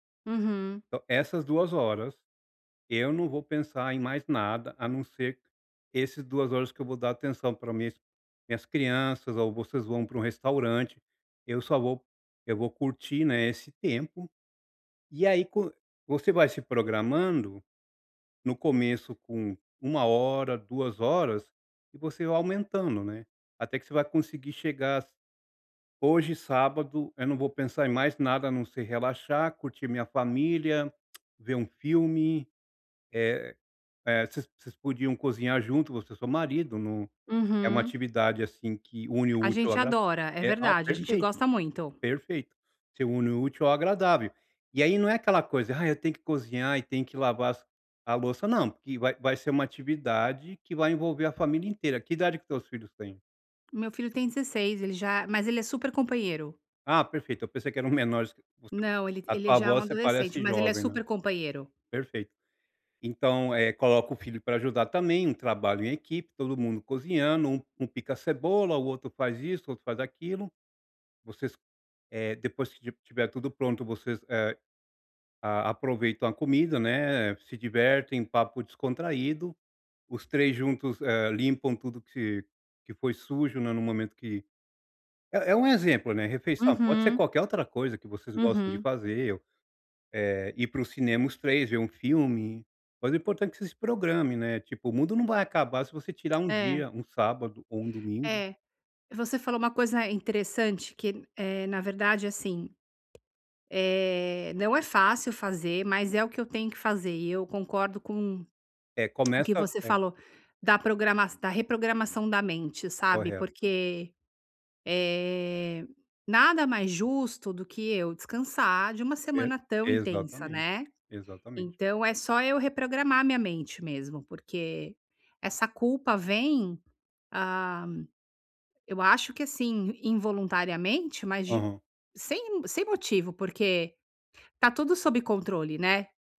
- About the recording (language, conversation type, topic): Portuguese, advice, Por que me sinto culpado ou ansioso ao tirar um tempo livre?
- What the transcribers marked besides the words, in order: tongue click; tapping; unintelligible speech; tongue click